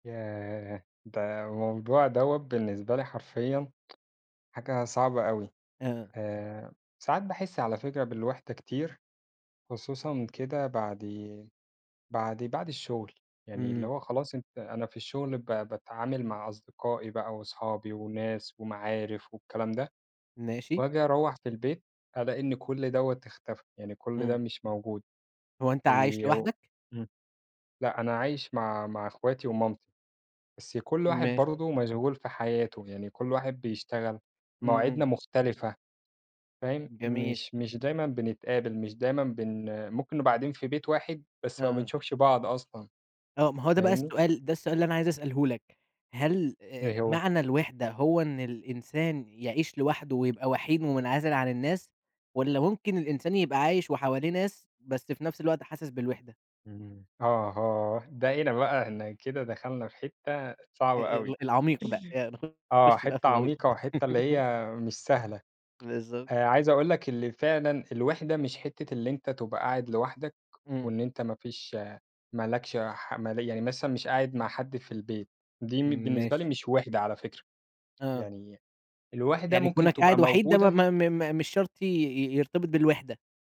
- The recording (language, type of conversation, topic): Arabic, podcast, ايه الحاجات الصغيرة اللي بتخفّف عليك إحساس الوحدة؟
- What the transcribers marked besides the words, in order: drawn out: "ياه!"; tapping; other background noise; laugh